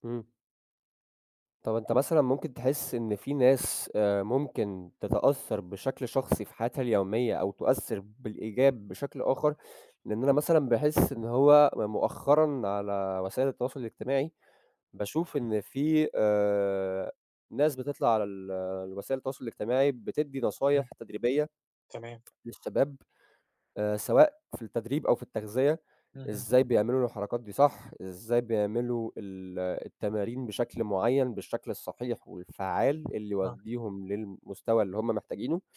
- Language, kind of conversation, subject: Arabic, unstructured, هل بتخاف من عواقب إنك تهمل صحتك البدنية؟
- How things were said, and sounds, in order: tapping